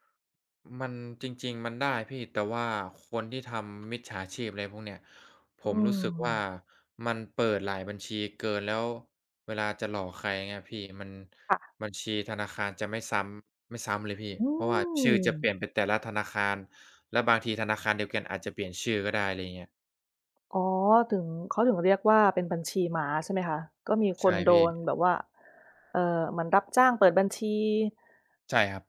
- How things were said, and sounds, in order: none
- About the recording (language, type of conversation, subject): Thai, unstructured, คุณคิดว่าข้อมูลส่วนตัวของเราปลอดภัยในโลกออนไลน์ไหม?